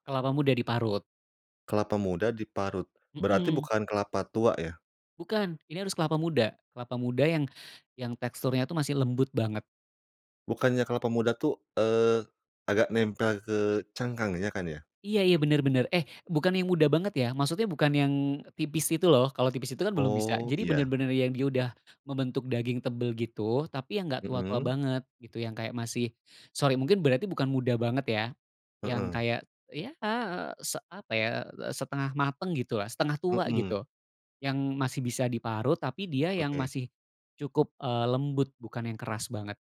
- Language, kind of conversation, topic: Indonesian, podcast, Apa makanan tradisional yang selalu bikin kamu kangen?
- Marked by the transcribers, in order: none